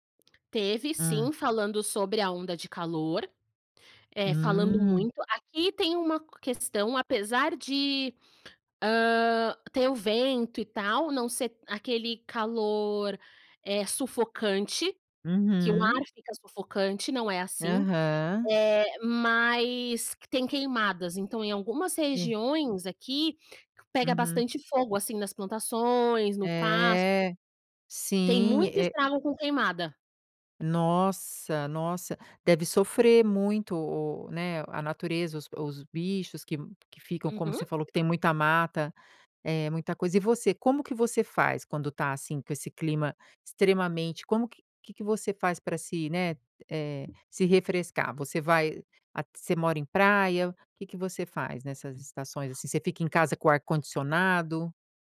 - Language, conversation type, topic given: Portuguese, podcast, Que sinais de clima extremo você notou nas estações recentes?
- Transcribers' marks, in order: tapping